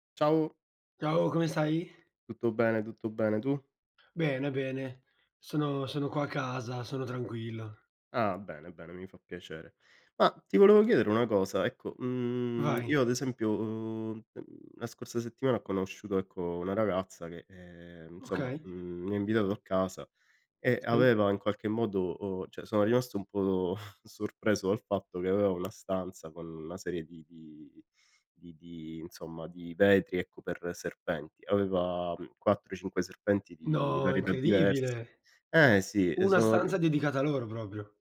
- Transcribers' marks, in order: tapping; other background noise; "cioè" said as "ceh"; chuckle; "proprio" said as "propio"
- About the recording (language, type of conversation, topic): Italian, unstructured, Ti piacerebbe avere un animale esotico? Perché sì o perché no?